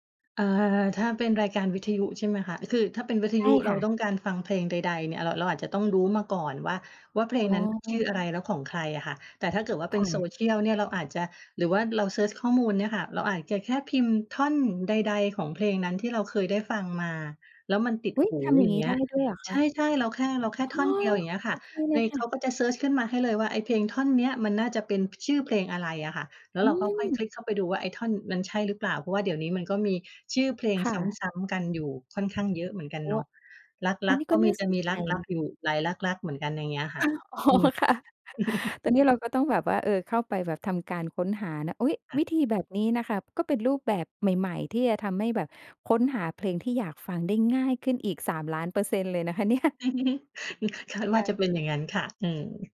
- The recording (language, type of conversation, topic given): Thai, podcast, วิทยุกับโซเชียลมีเดีย อะไรช่วยให้คุณค้นพบเพลงใหม่ได้มากกว่ากัน?
- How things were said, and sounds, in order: laughing while speaking: "อ๋อค่ะ"; chuckle; laughing while speaking: "เนี่ย"; laugh